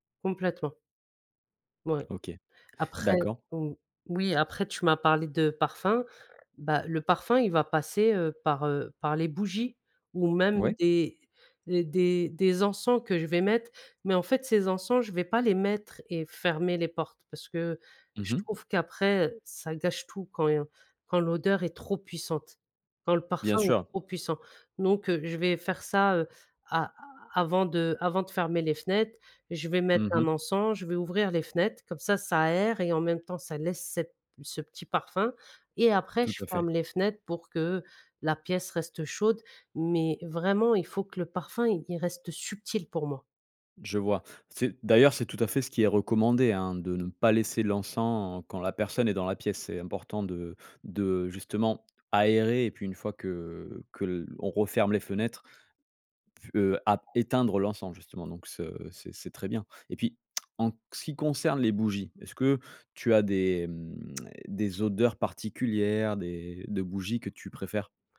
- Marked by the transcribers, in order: stressed: "aérer"; lip smack
- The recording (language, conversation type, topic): French, podcast, Comment créer une ambiance cosy chez toi ?